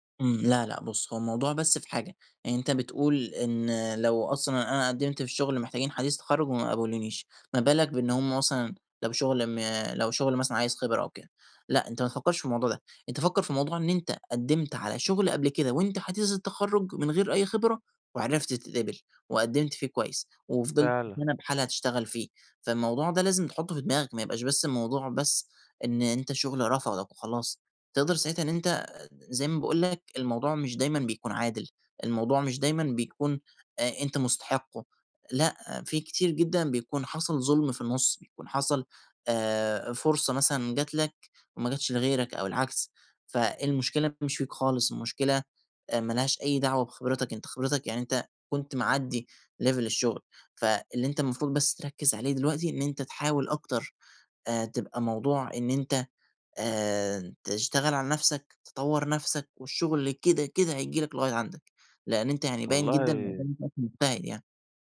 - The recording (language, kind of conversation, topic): Arabic, advice, إزاي أتعامل مع فقدان الثقة في نفسي بعد ما شغلي اتنقد أو اترفض؟
- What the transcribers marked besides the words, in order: in English: "level"